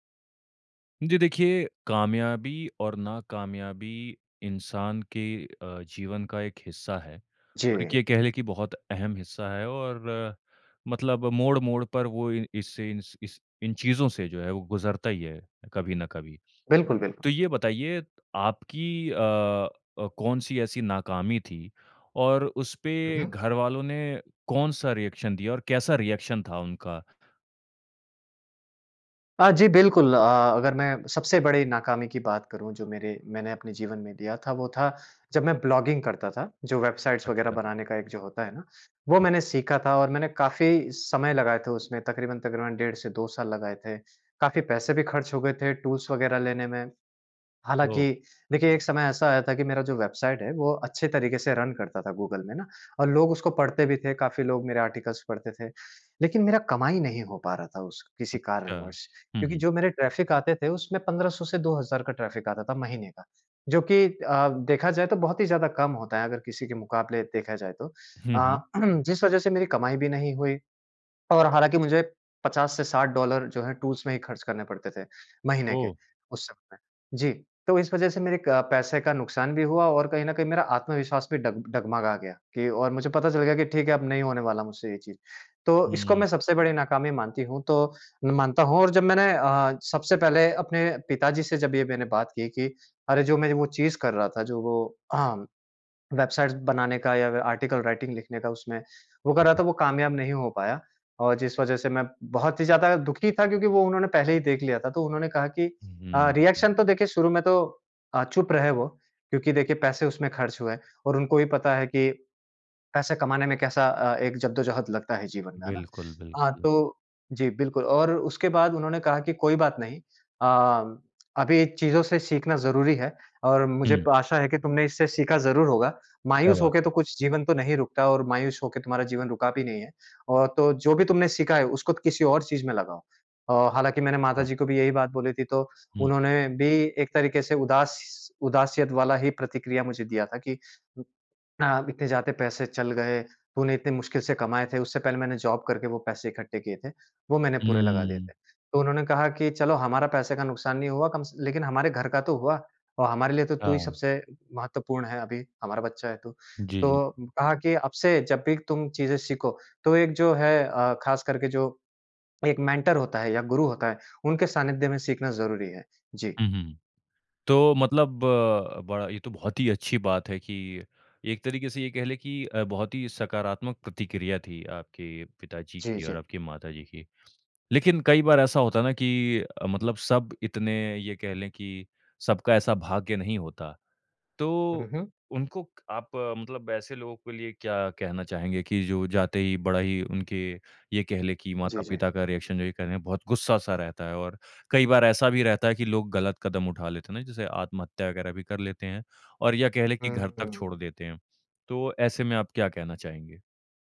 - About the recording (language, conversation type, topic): Hindi, podcast, तुम्हारे घरवालों ने तुम्हारी नाकामी पर कैसी प्रतिक्रिया दी थी?
- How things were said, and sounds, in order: tapping; in English: "रिएक्शन"; in English: "रिएक्शन"; in English: "ब्लॉगिंग"; in English: "वेबसाइट्स"; other noise; in English: "टूल्स"; in English: "रन"; in English: "आर्टिकल्स"; in English: "ट्रैफ़िक"; in English: "ट्रैफ़िक"; throat clearing; in English: "टूल्स"; throat clearing; in English: "वेबसाइट्स"; in English: "आर्टिकल राइटिंग"; in English: "रिएक्शन"; in English: "जॉब"; in English: "मेंटर"; other background noise; in English: "रिएक्शन"